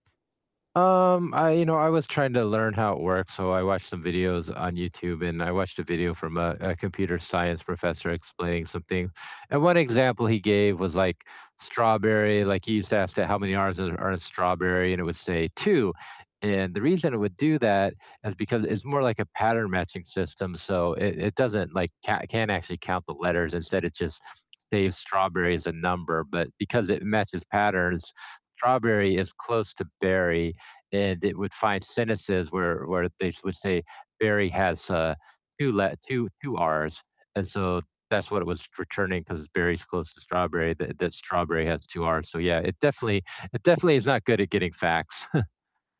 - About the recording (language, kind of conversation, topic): English, unstructured, How do you think technology changes the way we learn?
- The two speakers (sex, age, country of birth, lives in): male, 20-24, United States, United States; male, 50-54, United States, United States
- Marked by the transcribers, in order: other background noise; tapping; chuckle